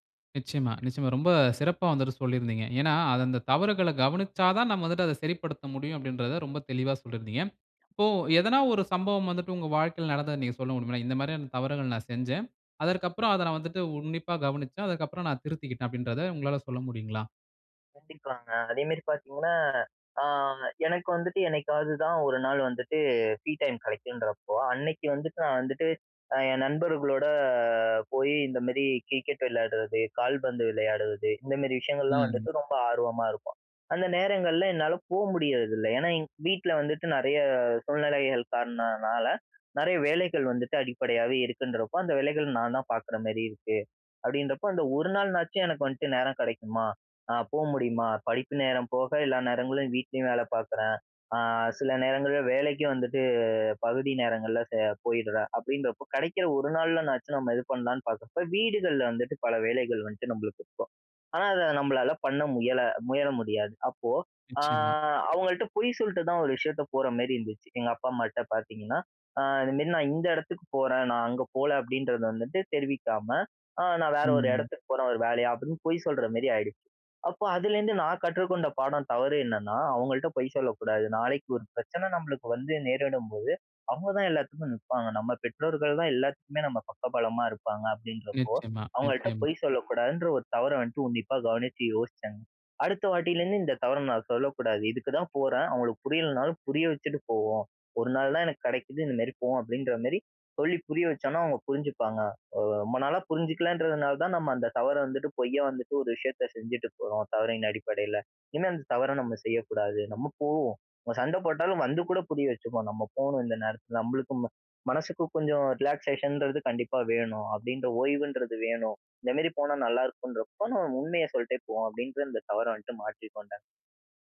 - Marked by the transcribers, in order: other noise; drawn out: "நண்பர்களோட"; drawn out: "வந்துட்டு"; drawn out: "ஆ"; other background noise; "பொய்யா" said as "பொய்ய"; in English: "ரிலாக்சேஷன்றது"
- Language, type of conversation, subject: Tamil, podcast, அடுத்த முறை அதே தவறு மீண்டும் நடக்காமல் இருக்க நீங்கள் என்ன மாற்றங்களைச் செய்தீர்கள்?